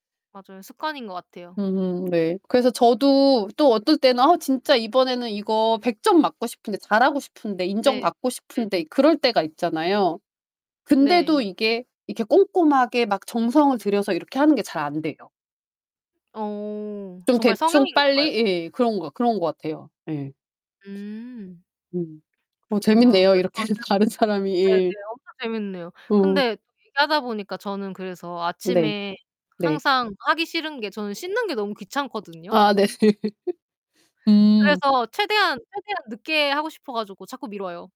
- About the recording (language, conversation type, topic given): Korean, unstructured, 오늘 아침에 일어난 뒤 가장 먼저 하는 일은 무엇인가요?
- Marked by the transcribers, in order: distorted speech; laughing while speaking: "다른 사람이"; tapping; laugh